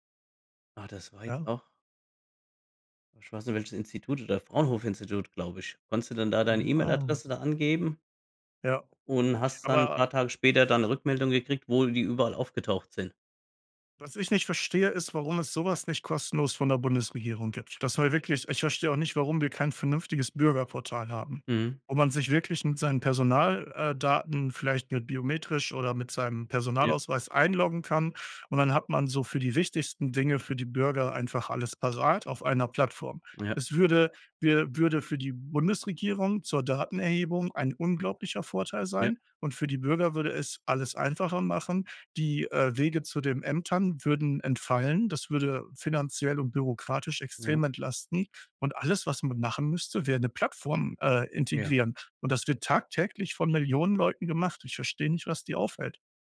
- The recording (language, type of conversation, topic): German, unstructured, Wie wichtig ist dir Datenschutz im Internet?
- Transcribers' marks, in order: none